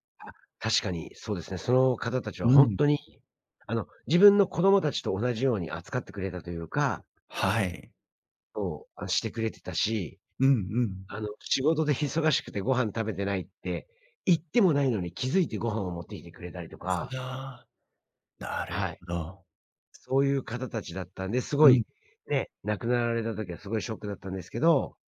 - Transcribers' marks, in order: none
- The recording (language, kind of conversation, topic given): Japanese, advice, 引っ越してきた地域で友人がいないのですが、どうやって友達を作ればいいですか？